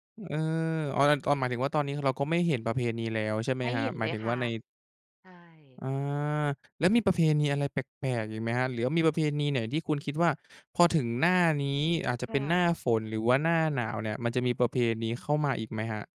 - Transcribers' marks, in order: none
- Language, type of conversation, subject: Thai, podcast, ประเพณีไทยมักผูกโยงกับฤดูกาลใดบ้าง?